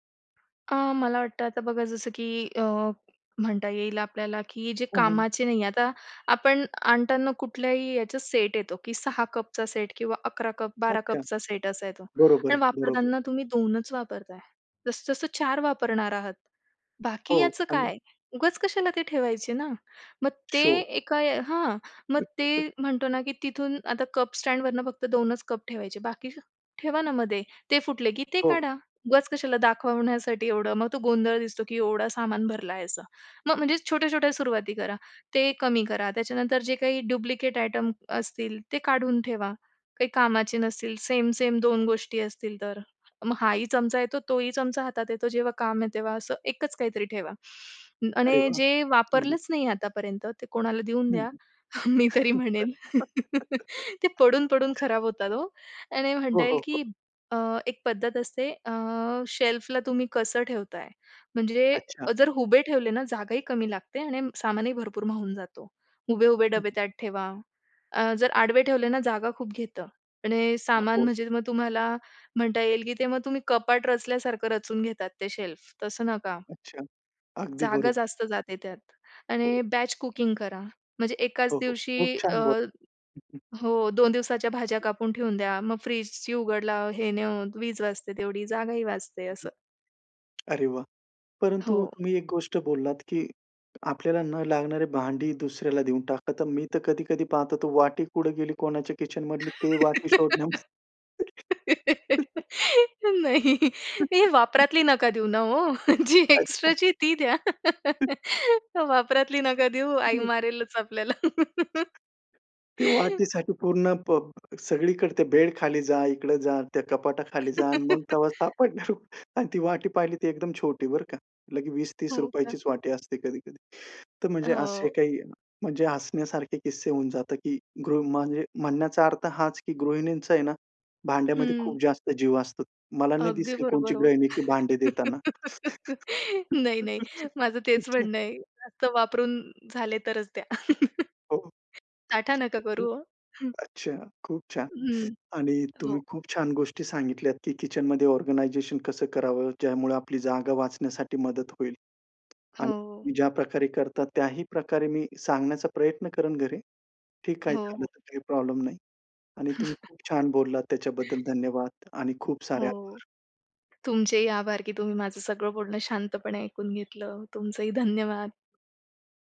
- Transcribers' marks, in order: other background noise; tapping; other street noise; in English: "शो"; unintelligible speech; in English: "डुप्लिकेट आयटम"; laugh; laughing while speaking: "मी तरी म्हणेन"; laugh; in English: "शेल्फला"; "उभे" said as "हुबे"; "उभे-उभे" said as "हुबे-हुबे"; unintelligible speech; in English: "शेल्फ"; in English: "बॅच कुकिंग"; other noise; laugh; laughing while speaking: "नाही, हे वापरातली नका देऊ … आई मारेलच आपल्याला"; laugh; unintelligible speech; chuckle; unintelligible speech; laughing while speaking: "तेव्हा सापडणार"; chuckle; laugh; chuckle; chuckle; in English: "ऑर्गनाईझेशन"; chuckle
- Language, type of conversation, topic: Marathi, podcast, किचनमध्ये जागा वाचवण्यासाठी काय करता?